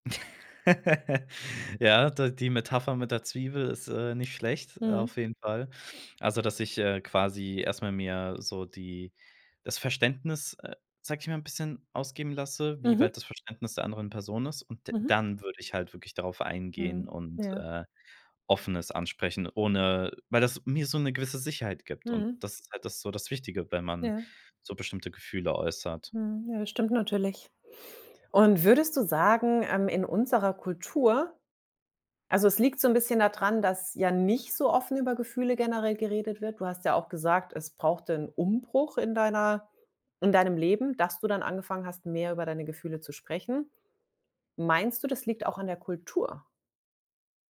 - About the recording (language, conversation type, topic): German, podcast, Wie sprichst du über deine Gefühle mit anderen?
- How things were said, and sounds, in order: laugh; stressed: "dann"; stressed: "nicht"; anticipating: "Kultur?"